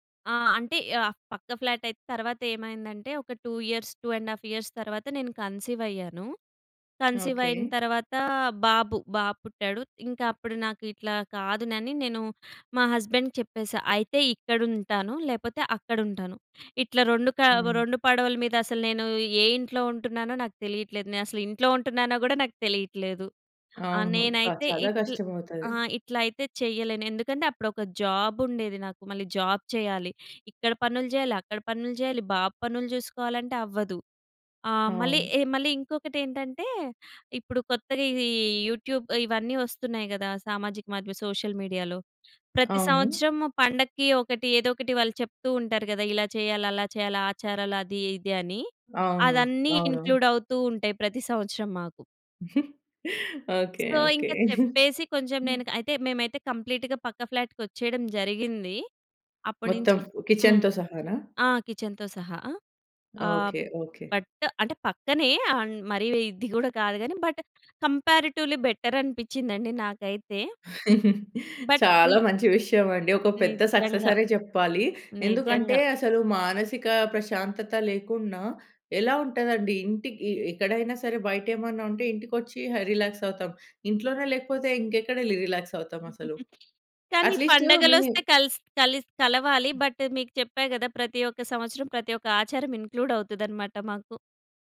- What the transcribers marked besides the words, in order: in English: "టూ ఇయర్స్, టూ అండ్ ఆఫ్ ఇయర్స్"; in English: "హస్బెండ్‌కి"; in English: "జాబ్"; in English: "యూట్యూబ్"; in English: "సోషల్ మీడియాలో"; tapping; other background noise; giggle; in English: "సో"; chuckle; in English: "కంప్లీట్‌గా"; in English: "కిచెన్‌తో"; in English: "కిచెన్‌తో"; in English: "అండ్"; in English: "బట్ కంపేరిటివ్లీ"; laugh; in English: "బట్"; chuckle
- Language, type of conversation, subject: Telugu, podcast, మీ కుటుంబంలో ప్రతి రోజు జరిగే ఆచారాలు ఏమిటి?